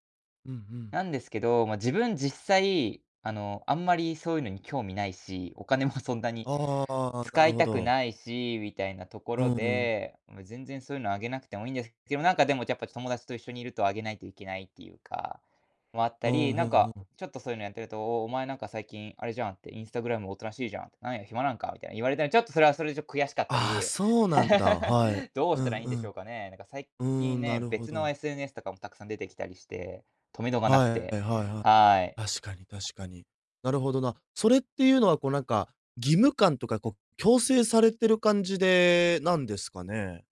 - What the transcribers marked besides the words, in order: laughing while speaking: "お金もそんなに"; chuckle; other background noise
- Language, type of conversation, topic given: Japanese, advice, SNSで見せる自分と実生活のギャップに疲れているのはなぜですか？